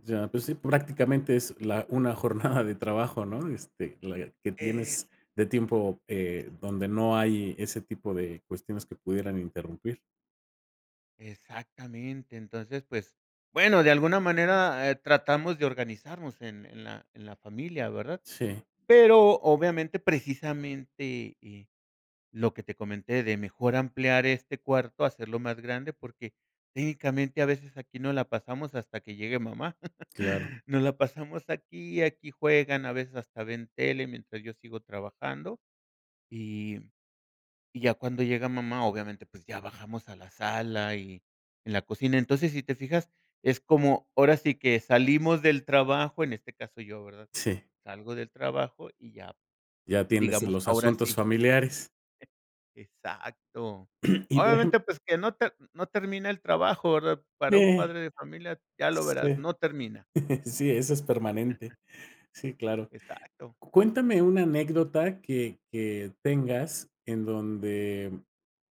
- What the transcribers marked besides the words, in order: laughing while speaking: "una jornada"; other background noise; laugh; throat clearing; chuckle; chuckle
- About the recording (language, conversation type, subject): Spanish, podcast, ¿Cómo organizas tu espacio de trabajo en casa?